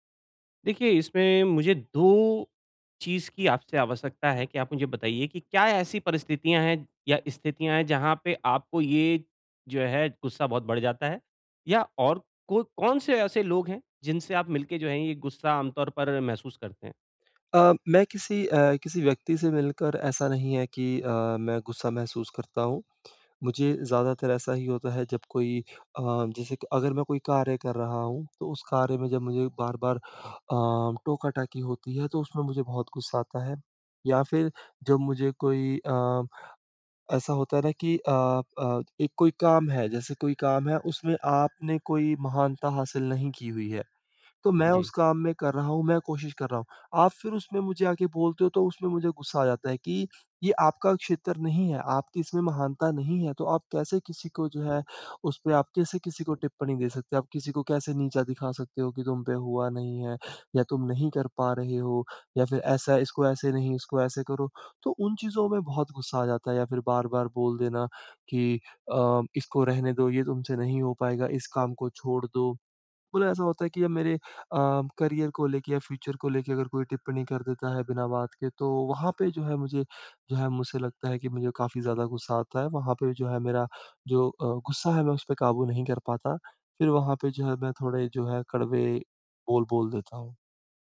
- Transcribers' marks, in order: in English: "करियर"; in English: "फ्यूचर"
- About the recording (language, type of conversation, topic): Hindi, advice, मैं गुस्से में बार-बार कठोर शब्द क्यों बोल देता/देती हूँ?